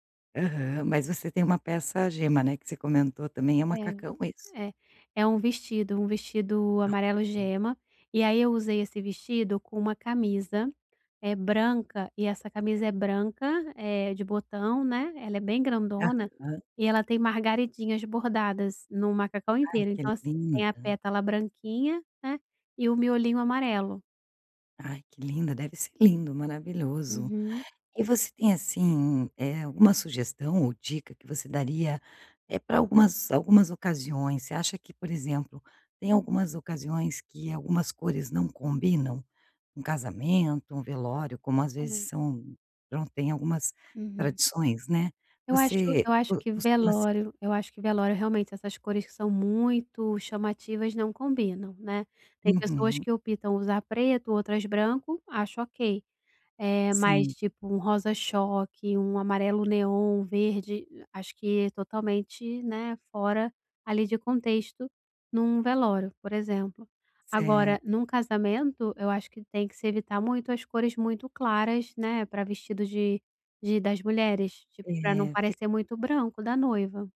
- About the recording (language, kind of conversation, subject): Portuguese, podcast, Como as cores das roupas influenciam seu estado de espírito?
- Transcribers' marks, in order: unintelligible speech; tapping